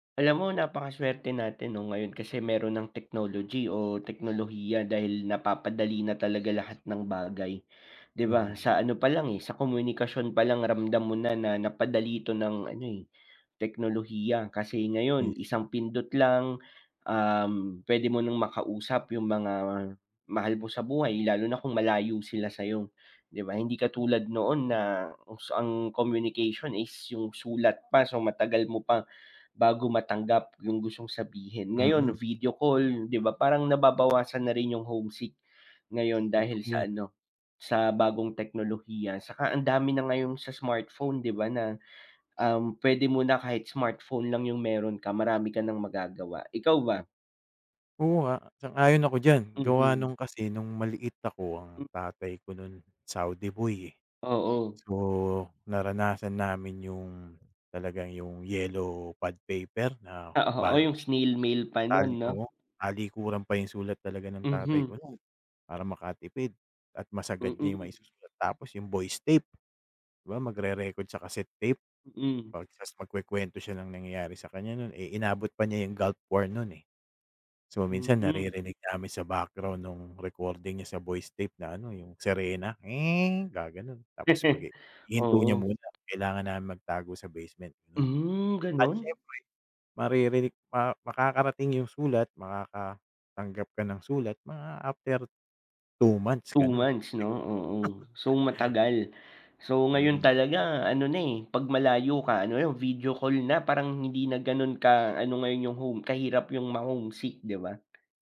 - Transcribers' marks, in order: bird; other background noise; chuckle; unintelligible speech; chuckle; other animal sound
- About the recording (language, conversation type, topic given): Filipino, unstructured, Paano mo gagamitin ang teknolohiya para mapadali ang buhay mo?
- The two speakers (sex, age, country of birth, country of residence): male, 25-29, Philippines, Philippines; male, 45-49, Philippines, Philippines